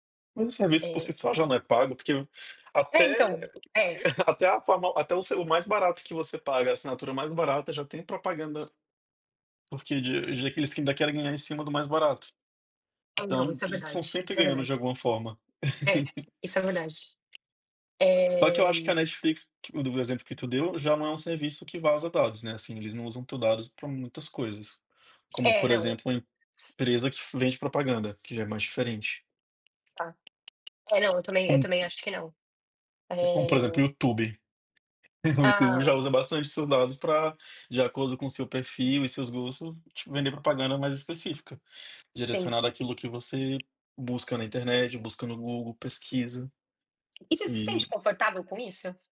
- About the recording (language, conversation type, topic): Portuguese, unstructured, Você acha justo que as empresas usem seus dados para ganhar dinheiro?
- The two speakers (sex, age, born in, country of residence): female, 30-34, Brazil, United States; male, 30-34, Brazil, Portugal
- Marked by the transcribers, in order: chuckle; tapping; other background noise; laugh; chuckle